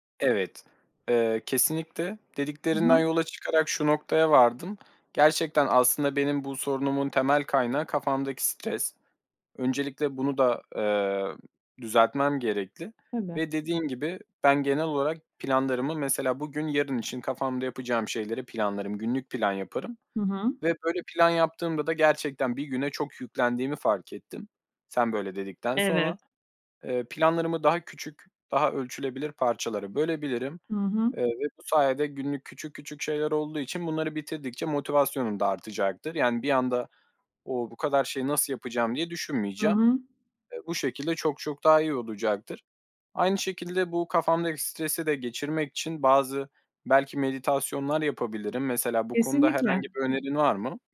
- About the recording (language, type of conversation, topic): Turkish, advice, Sürekli erteleme yüzünden hedeflerime neden ulaşamıyorum?
- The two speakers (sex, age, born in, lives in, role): female, 40-44, Turkey, Hungary, advisor; male, 20-24, Turkey, Poland, user
- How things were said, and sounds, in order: other background noise; tapping